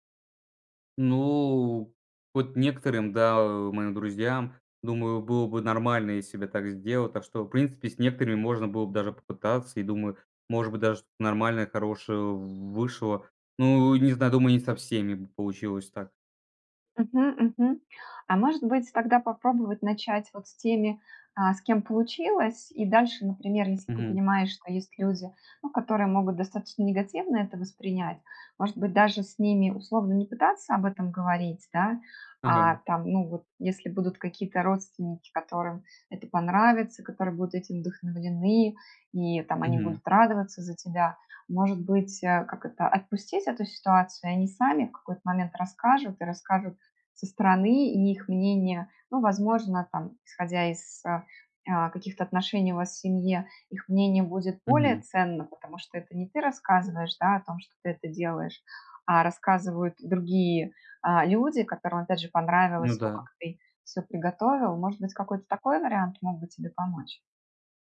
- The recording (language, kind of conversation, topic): Russian, advice, Почему я скрываю своё хобби или увлечение от друзей и семьи?
- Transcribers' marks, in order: other background noise